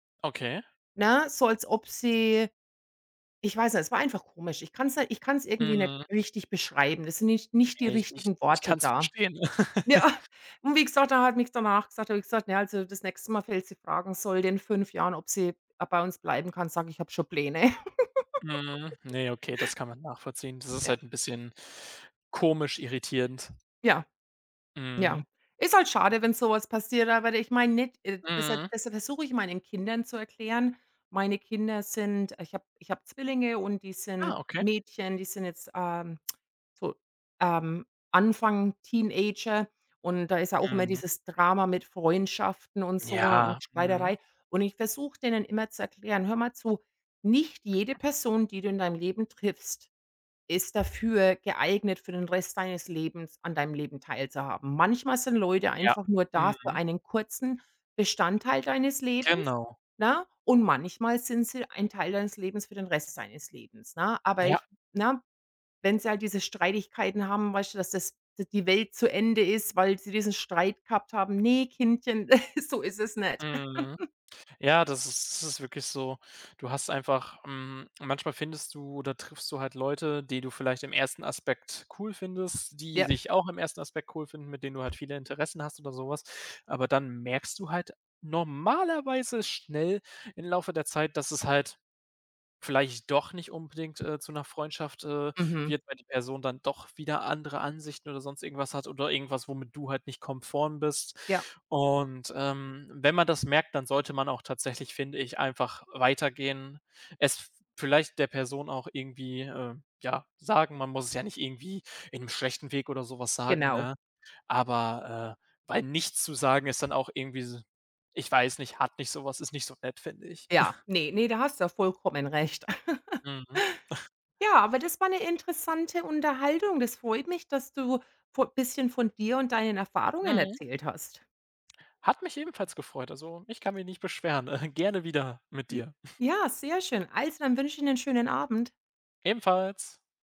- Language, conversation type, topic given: German, unstructured, Was macht für dich eine gute Freundschaft aus?
- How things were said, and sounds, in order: laughing while speaking: "Ja"; laugh; giggle; unintelligible speech; other background noise; chuckle; laugh; chuckle; laugh; chuckle; chuckle